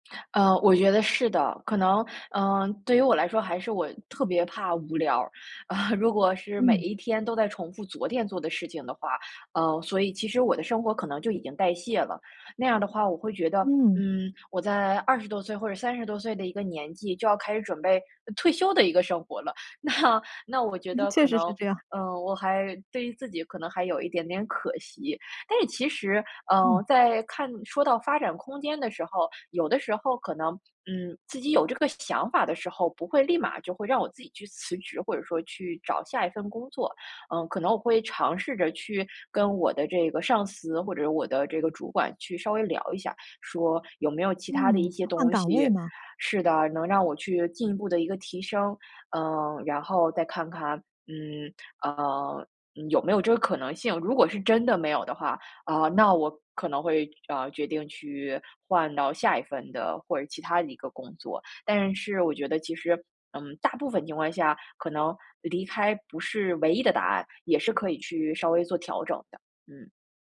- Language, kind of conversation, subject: Chinese, podcast, 你通常怎么决定要不要换一份工作啊？
- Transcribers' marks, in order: laughing while speaking: "啊"; other background noise; laughing while speaking: "那"